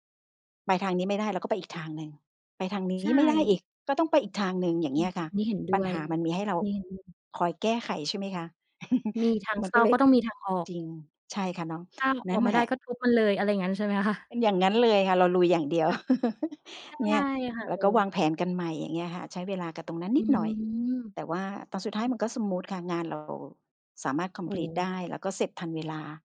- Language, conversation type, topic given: Thai, podcast, คุณมีวิธีจัดการกับความเครียดอย่างไรบ้าง?
- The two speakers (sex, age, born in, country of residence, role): female, 30-34, Thailand, Thailand, host; female, 55-59, Thailand, Thailand, guest
- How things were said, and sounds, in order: chuckle; laughing while speaking: "คะ ?"; chuckle; other background noise; in English: "คอมพลีต"